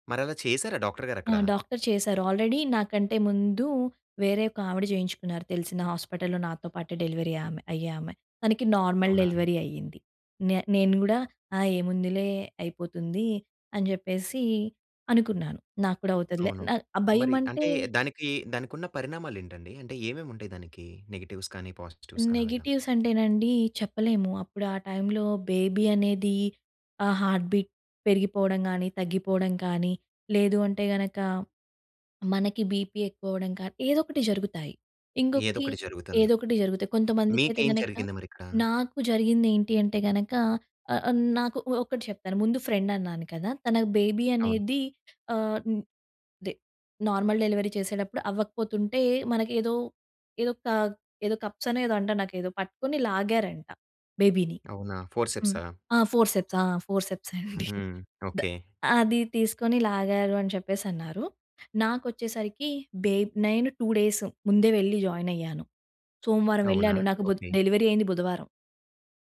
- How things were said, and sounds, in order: in English: "ఆల్రెడీ"; in English: "నార్మల్ డెలివరీ"; tapping; in English: "నెగెటివ్స్"; in English: "పాజిటివ్స్"; in English: "నెగెటివ్స్"; in English: "టైంలో బేబీ"; in English: "హార్ట్ బీట్"; in English: "బీపీ"; in English: "ఫ్రెండ్"; in English: "బేబీ"; in English: "నార్మల్ డెలివరీ"; in English: "కప్స్"; in English: "బేబీని"; in English: "ఫోర్సెప్స్"; laughing while speaking: "ఫోర్సెప్సే అండి"; in English: "టు డేస్"; in English: "జాయిన్"; in English: "డెలివరీ"
- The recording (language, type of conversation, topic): Telugu, podcast, నవజాత శిశువు పుట్టిన తరువాత కుటుంబాల్లో సాధారణంగా చేసే సంప్రదాయాలు ఏమిటి?